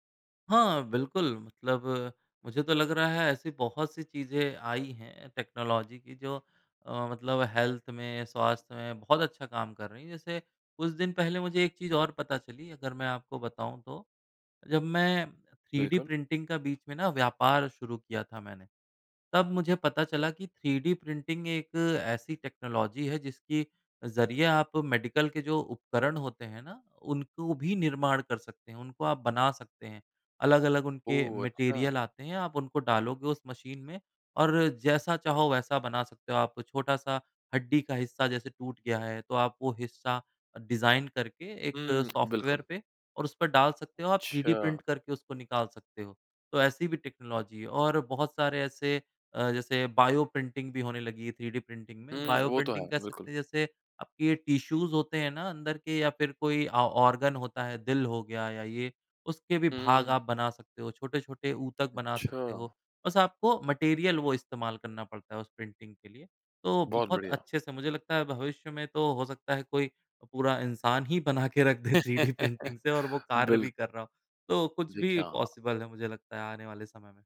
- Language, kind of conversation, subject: Hindi, podcast, स्वास्थ्य की देखभाल में तकनीक का अगला बड़ा बदलाव क्या होगा?
- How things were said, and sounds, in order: tapping; in English: "टेक्नोलॉज़ी"; in English: "हेल्थ"; in English: "प्रिंटिंग"; in English: "प्रिंटिंग"; in English: "टेक्नोलॉज़ी"; in English: "मेडिकल"; in English: "मटीरियल"; in English: "मशीन"; other background noise; in English: "डिज़ाइन"; in English: "टेक्नोलॉज़ी"; in English: "बायो प्रिंटिंग"; in English: "प्रिंटिंग"; in English: "बायो"; in English: "टिश्यूज़"; in English: "ऑ ऑर्गन"; in English: "मटीरियल"; in English: "प्रिंटिंग"; laughing while speaking: "बना के रख दे थ्रीडी प्रिंटिंग"; in English: "प्रिंटिंग"; laugh; in English: "पॉसिबल"